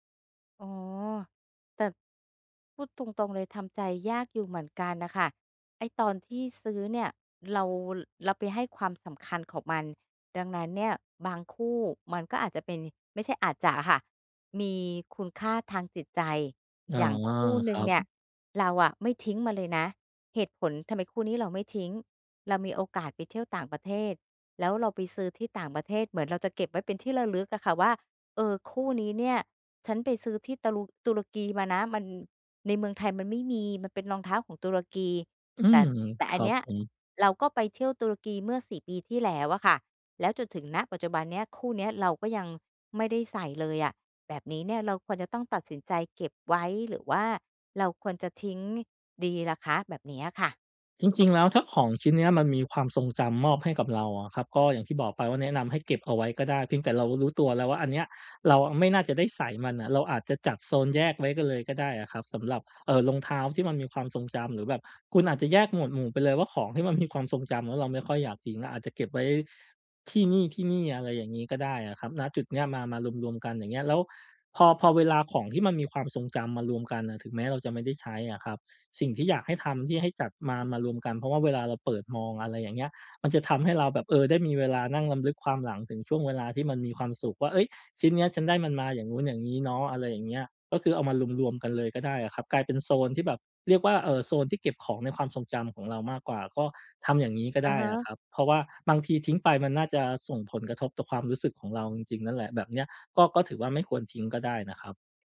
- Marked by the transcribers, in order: sad: "แต่พูดตรง ๆ เลย ทำใจยากอยู่เหมือนกันน่ะค่ะ"
- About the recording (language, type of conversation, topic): Thai, advice, ควรตัดสินใจอย่างไรว่าอะไรควรเก็บไว้หรือทิ้งเมื่อเป็นของที่ไม่ค่อยได้ใช้?